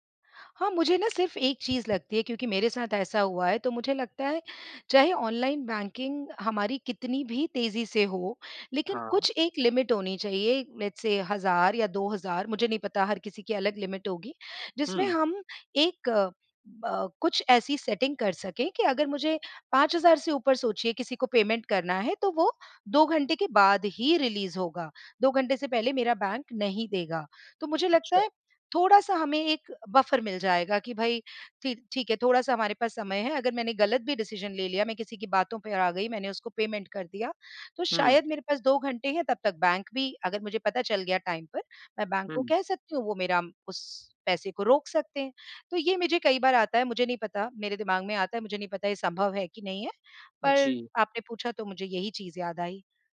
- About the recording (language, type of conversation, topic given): Hindi, podcast, मोबाइल भुगतान का इस्तेमाल करने में आपको क्या अच्छा लगता है और क्या बुरा लगता है?
- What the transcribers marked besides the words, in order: in English: "ऑनलाइन बैंकिंग"; in English: "लिमिट"; in English: "लेट्स सेय"; in English: "लिमिट"; in English: "सेटिंग"; in English: "पेमेंट"; in English: "रिलीज़"; in English: "बफर"; in English: "डिसिज़न"; in English: "पेमेंट"; in English: "टाइम"